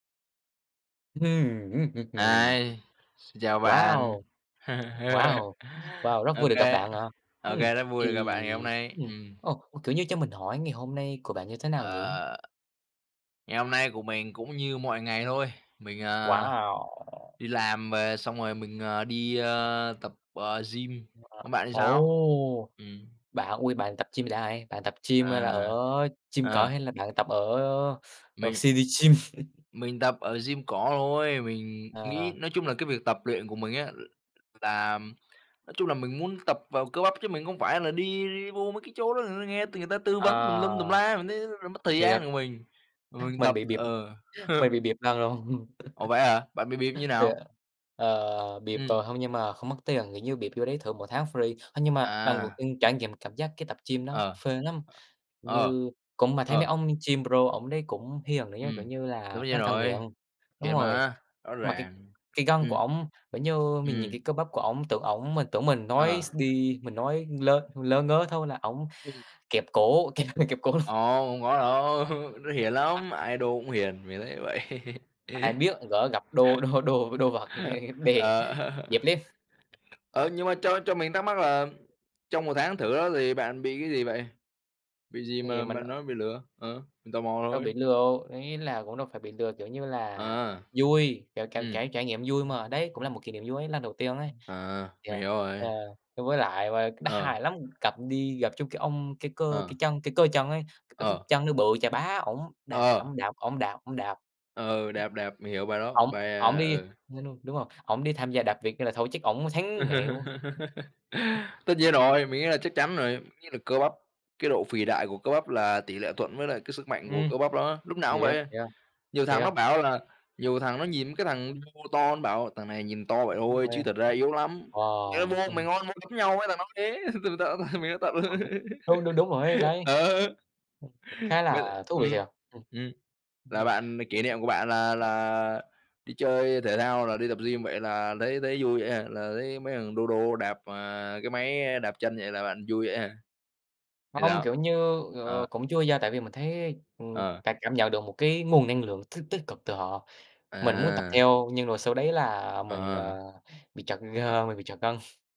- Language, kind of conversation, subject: Vietnamese, unstructured, Bạn có kỷ niệm vui nào khi chơi thể thao không?
- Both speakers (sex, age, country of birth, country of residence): male, 18-19, Vietnam, Vietnam; male, 20-24, Vietnam, Vietnam
- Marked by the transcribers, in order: humming a tune; tapping; other background noise; laugh; other noise; unintelligible speech; chuckle; unintelligible speech; unintelligible speech; chuckle; laugh; in English: "pro"; laughing while speaking: "kẹp kẹp cổ luôn"; unintelligible speech; chuckle; laugh; laughing while speaking: "đô đô với đô vật ha đè"; unintelligible speech; laugh; unintelligible speech; unintelligible speech; laugh; unintelligible speech; laughing while speaking: "mình đã tận rồi"; laugh; unintelligible speech; sniff